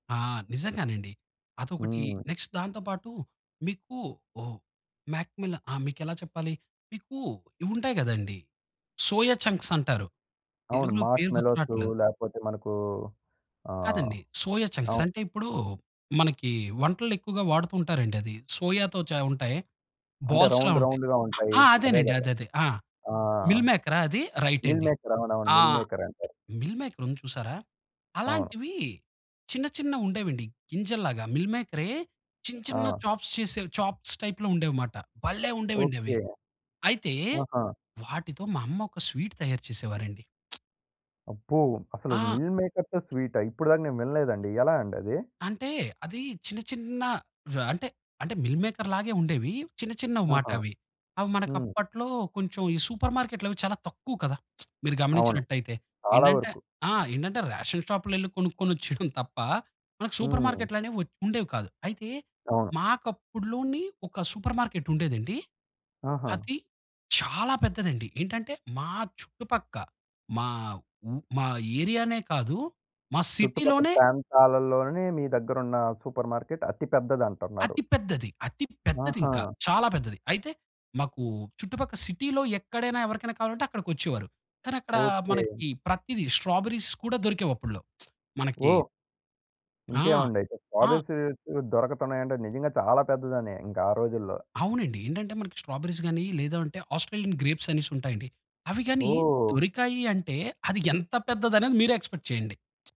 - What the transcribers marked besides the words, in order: in English: "నెక్స్ట్"; in English: "సోయా చంక్స్"; in English: "సోయా చంక్స్"; in English: "సోయాతో"; in English: "బాల్స్‌లా"; in English: "రౌండ్ రౌండ్‌గా"; in English: "రైట్"; other background noise; in English: "చాప్స్"; in English: "చాప్స్ టైప్‌లో"; in English: "స్వీట్"; lip smack; lip smack; stressed: "చాలా"; lip smack; in English: "స్ట్రా బెర్రీస్"; in English: "స్ట్రాబెర్రీస్"; in English: "ఆస్ట్రేలియన్ గ్రేప్స్"; in English: "ఎక్స్‌పెక్ట్"
- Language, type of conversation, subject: Telugu, podcast, చిన్నప్పుడూ తినేవంటల గురించి మీకు ఏ జ్ఞాపకాలు ఉన్నాయి?